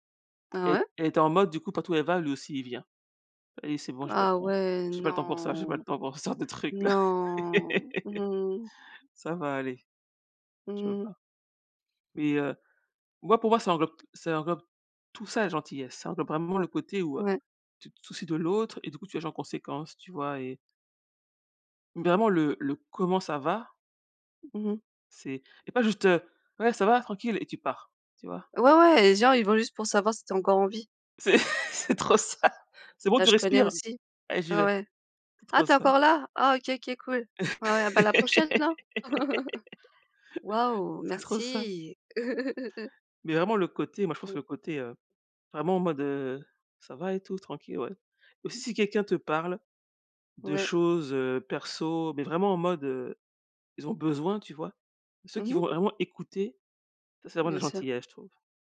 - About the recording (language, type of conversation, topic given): French, unstructured, Que signifie la gentillesse pour toi ?
- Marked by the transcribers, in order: drawn out: "Non"; laugh; laughing while speaking: "C'est c'est trop ça !"; laugh; laugh; chuckle; stressed: "écouter"